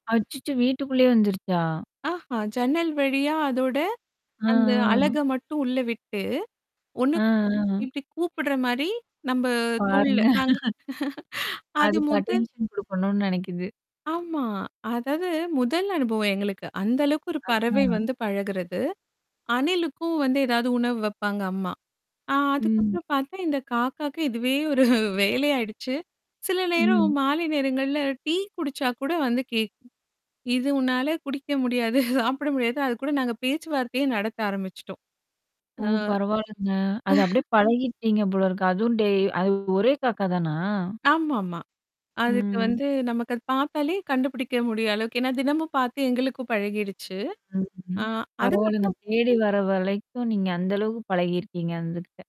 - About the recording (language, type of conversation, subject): Tamil, podcast, பறவைகளின் குரலை கவனிக்க தினமும் சிறிது நேரம் ஒதுக்கினால் உங்களுக்கு என்ன பயன் கிடைக்கும்?
- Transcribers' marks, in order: laughing while speaking: "பாருங்க"; distorted speech; in English: "அட்டென்ஷன்"; chuckle; chuckle; chuckle; in English: "டேய்"; "டெய்லி" said as "டேய்"; static; drawn out: "ம்"; "முடியுற" said as "முடிய"; "வரைக்கும்" said as "வளைக்கும்"; "அதுகிட்ட" said as "அந்துகிட்ட"